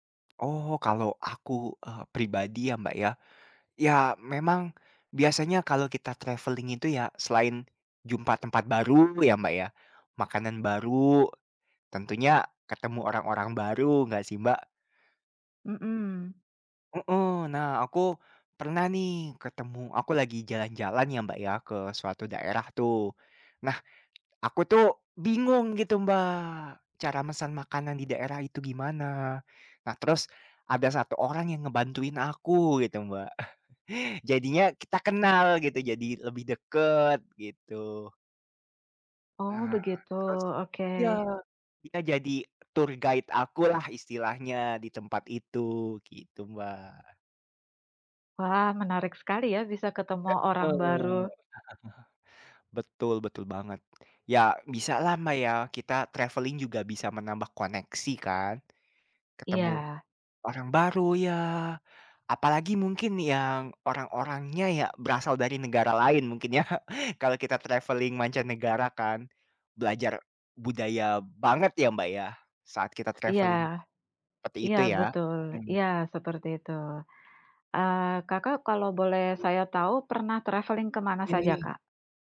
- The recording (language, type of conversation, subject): Indonesian, unstructured, Bagaimana bepergian bisa membuat kamu merasa lebih bahagia?
- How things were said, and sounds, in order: other background noise; in English: "travelling"; tapping; tsk; chuckle; in English: "tour guide"; chuckle; in English: "traveling"; laughing while speaking: "ya"; in English: "traveling"; in English: "traveling"; in English: "traveling"